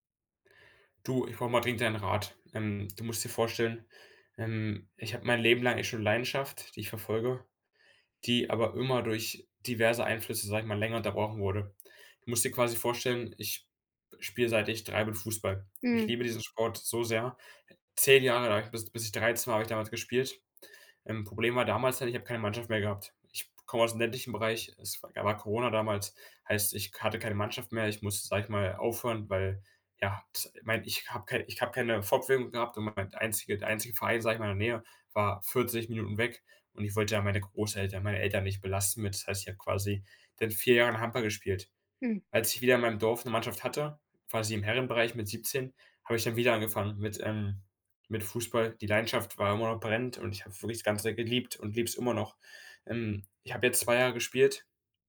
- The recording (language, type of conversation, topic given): German, advice, Wie kann ich nach einer längeren Pause meine Leidenschaft wiederfinden?
- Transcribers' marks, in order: other background noise